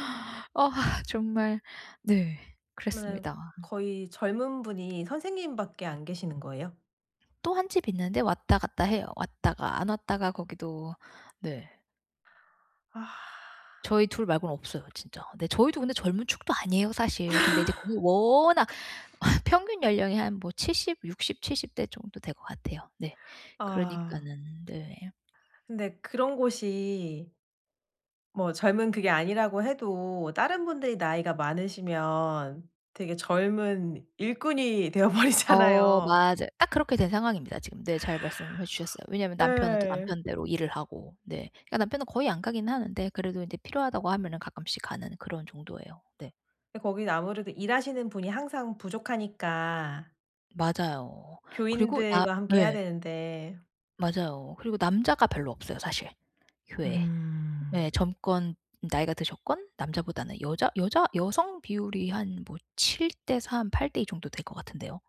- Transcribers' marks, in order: other background noise; laugh; laughing while speaking: "되어 버리잖아요"; tapping
- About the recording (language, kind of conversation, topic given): Korean, advice, 과도한 요청을 정중히 거절하려면 어떻게 말하고 어떤 태도를 취하는 것이 좋을까요?